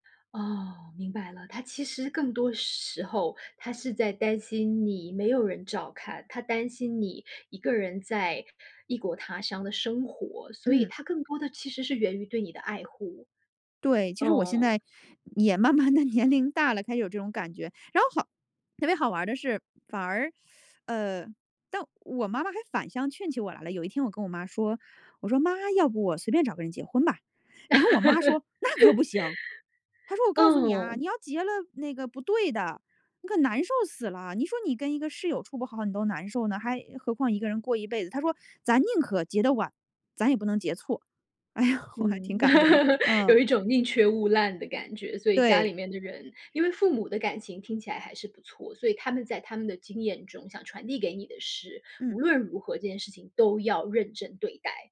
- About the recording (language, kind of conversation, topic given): Chinese, podcast, 你家人在结婚年龄这件事上会给你多大压力？
- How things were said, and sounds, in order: laughing while speaking: "慢慢地年龄大了"; teeth sucking; laugh; put-on voice: "那可不行"; laughing while speaking: "哎呀，我还挺感动的"; laugh; stressed: "都要认真对待"